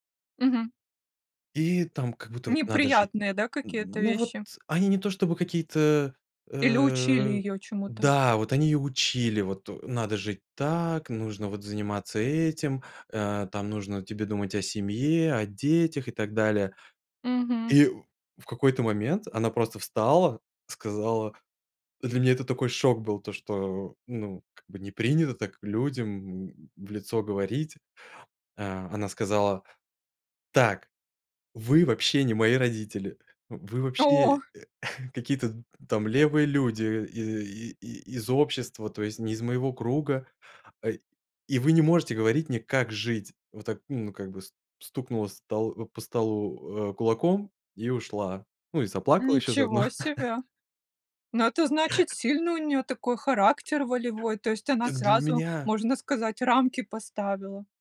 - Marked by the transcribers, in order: chuckle; chuckle
- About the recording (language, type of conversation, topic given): Russian, podcast, Как на практике устанавливать границы с назойливыми родственниками?